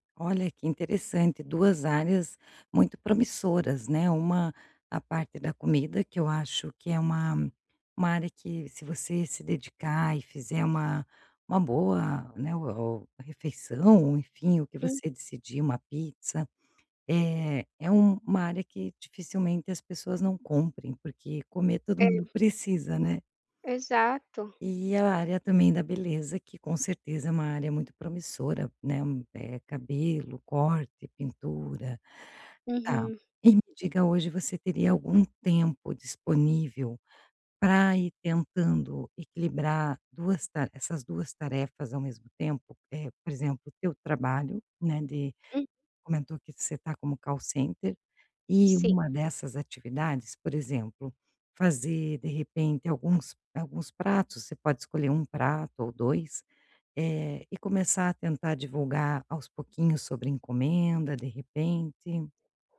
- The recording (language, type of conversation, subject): Portuguese, advice, Como lidar com a incerteza ao mudar de rumo na vida?
- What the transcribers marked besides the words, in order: in English: "call center"